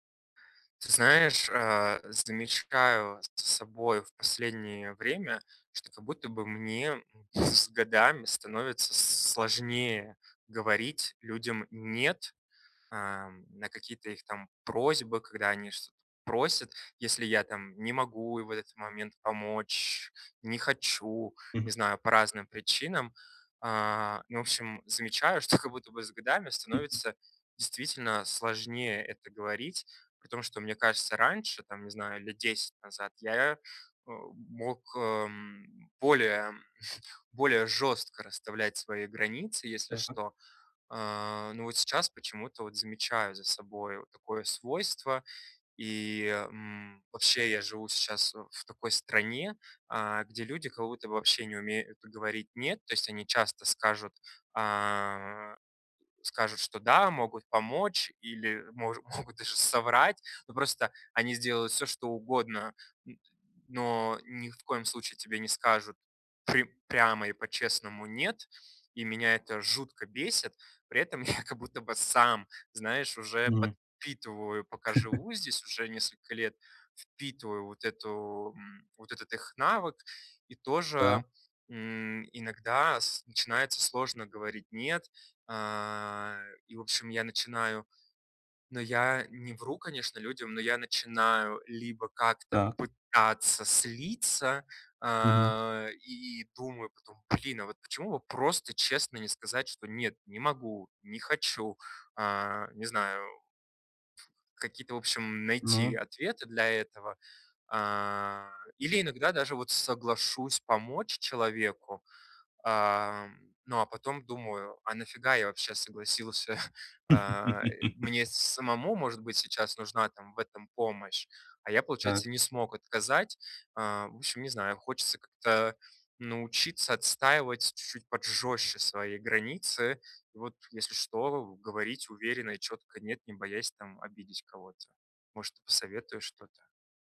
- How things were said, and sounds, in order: chuckle; laughing while speaking: "могут"; chuckle; chuckle; tapping; chuckle; laugh
- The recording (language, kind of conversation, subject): Russian, advice, Как научиться говорить «нет», сохраняя отношения и личные границы в группе?
- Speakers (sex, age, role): male, 20-24, advisor; male, 30-34, user